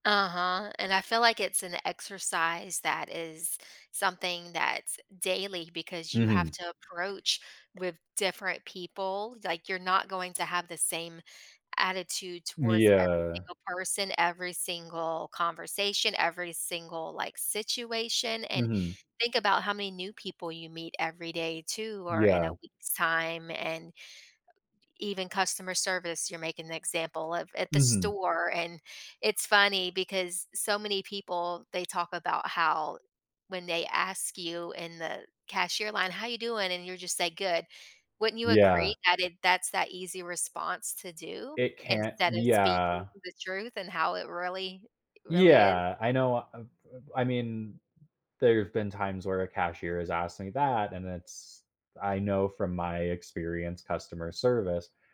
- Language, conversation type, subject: English, unstructured, How do honesty and empathy shape our relationships and decisions?
- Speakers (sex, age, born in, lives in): female, 30-34, Russia, United States; male, 30-34, United States, United States
- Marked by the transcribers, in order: other background noise